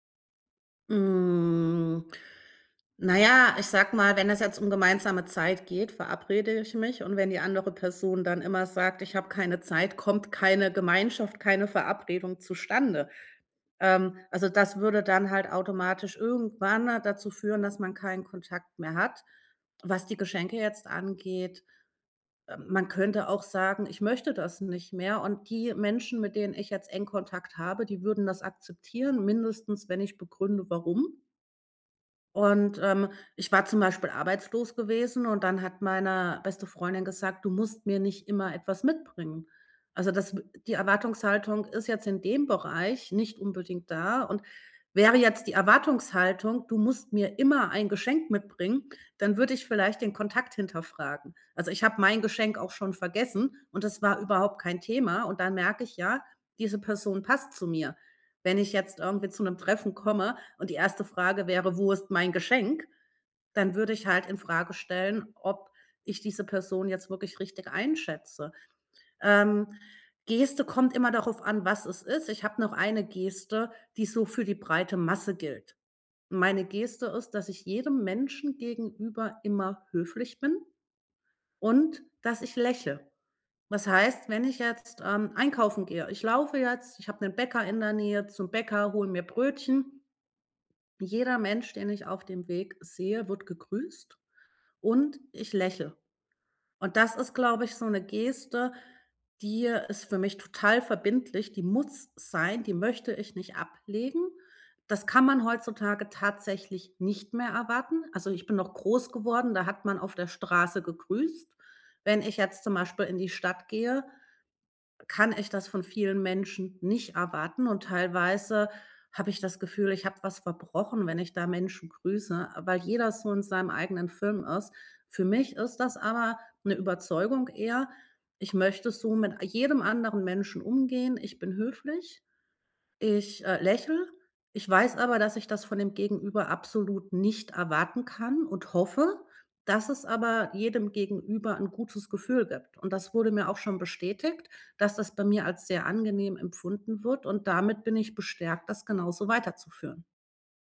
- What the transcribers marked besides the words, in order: drawn out: "Hm"
- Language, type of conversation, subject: German, podcast, Welche kleinen Gesten stärken den Gemeinschaftsgeist am meisten?
- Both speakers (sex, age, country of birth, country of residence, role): female, 40-44, Germany, Germany, guest; male, 30-34, Germany, Germany, host